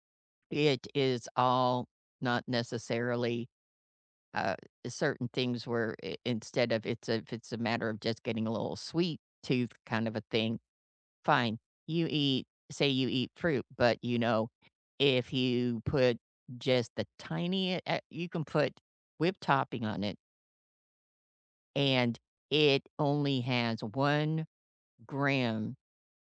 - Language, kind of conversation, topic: English, unstructured, How can you persuade someone to cut back on sugar?
- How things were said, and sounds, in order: none